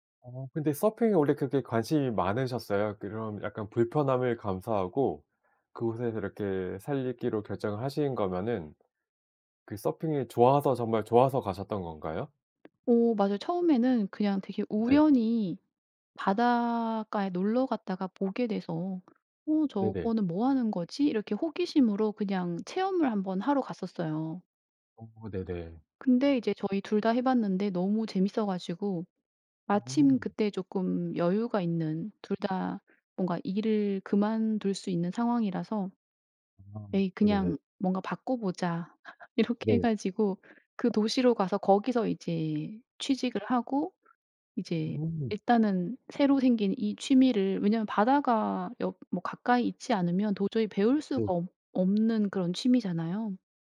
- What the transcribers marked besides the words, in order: other background noise; laugh; laughing while speaking: "이렇게"
- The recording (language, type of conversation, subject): Korean, podcast, 작은 집에서도 더 편하게 생활할 수 있는 팁이 있나요?